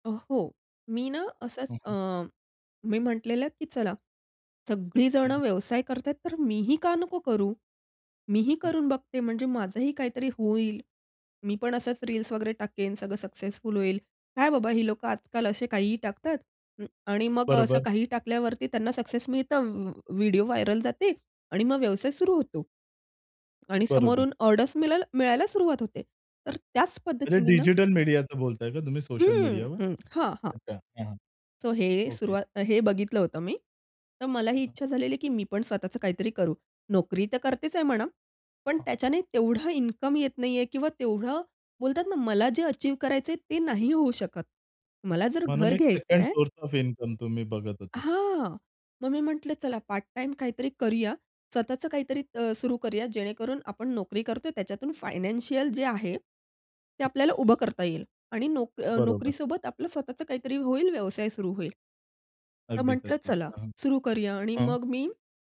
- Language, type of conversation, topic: Marathi, podcast, तुलना करायची सवय सोडून मोकळं वाटण्यासाठी तुम्ही काय कराल?
- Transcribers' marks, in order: other noise; in English: "व्हायरल"; tapping; in English: "सो"; in English: "सेकंड सोर्स ऑफ इन्कम"; horn